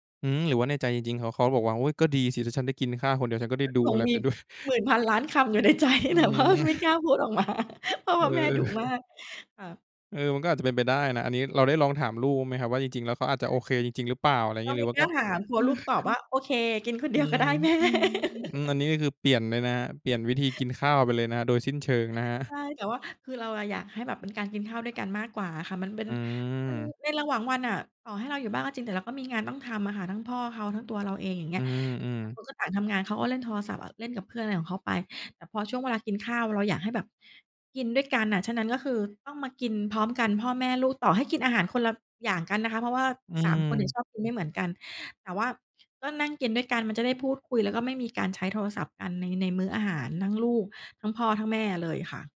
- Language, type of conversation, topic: Thai, podcast, คุณตั้งกฎเรื่องการใช้โทรศัพท์มือถือระหว่างมื้ออาหารอย่างไร?
- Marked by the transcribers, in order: other background noise; laughing while speaking: "ในใจ แต่ว่า"; tapping; laughing while speaking: "อือ"; laughing while speaking: "มา"; laugh; chuckle; other noise; drawn out: "อืม"; laughing while speaking: "แม่"; chuckle